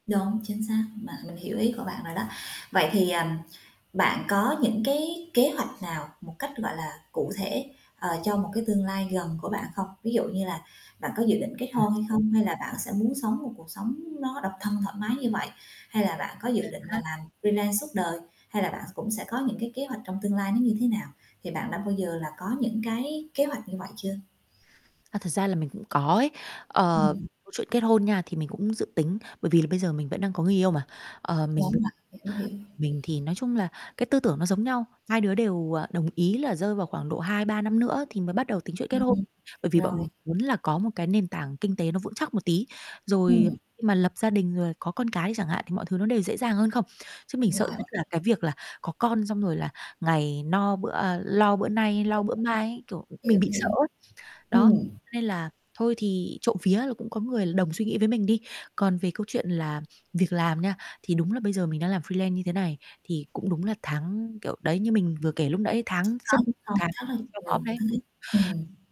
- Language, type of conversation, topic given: Vietnamese, advice, Bạn cảm thấy bị người thân phán xét như thế nào vì chọn lối sống khác với họ?
- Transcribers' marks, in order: static; tapping; other background noise; distorted speech; in English: "freelance"; in English: "freelance"